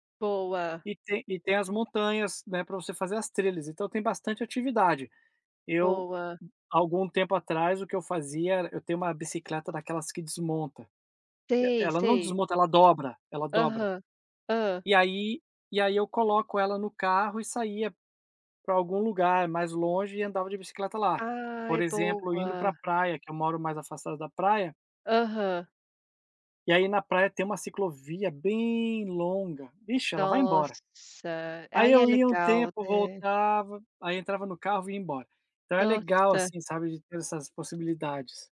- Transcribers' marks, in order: none
- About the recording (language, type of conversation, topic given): Portuguese, unstructured, Qual passatempo faz você se sentir mais feliz?